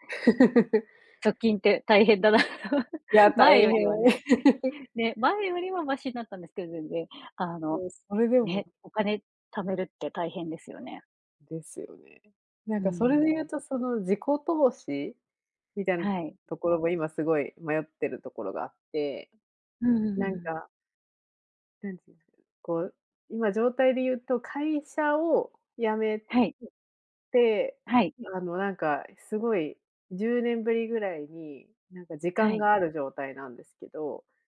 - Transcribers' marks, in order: laugh; laughing while speaking: "大変だなと"; laugh; other noise
- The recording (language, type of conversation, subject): Japanese, unstructured, お金の使い方で大切にしていることは何ですか？